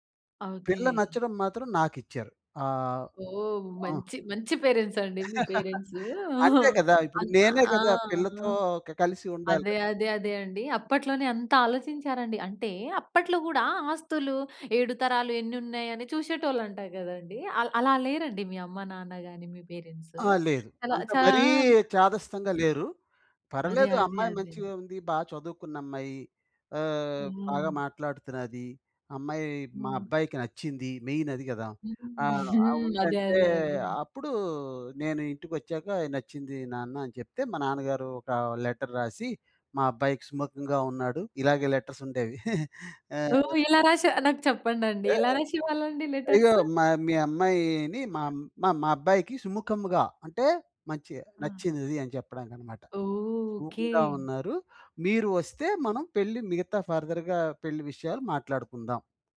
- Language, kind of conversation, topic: Telugu, podcast, పెళ్లి విషయంలో మీ కుటుంబం మీ నుంచి ఏవేవి ఆశిస్తుంది?
- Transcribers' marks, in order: laughing while speaking: "ఓహ్! మంచి, మంచి పేరెంట్స్ అండి మీ పేరెంట్స్. ఆహ్"; in English: "పేరెంట్స్"; giggle; in English: "పేరెంట్స్"; other noise; drawn out: "మరీ"; in English: "పేరెంట్స్"; in English: "మెయిన్"; giggle; in English: "లెటర్"; in English: "లెటర్స్"; chuckle; in English: "లెటర్స్?"; other background noise; in English: "ఫర్దర్‌గా"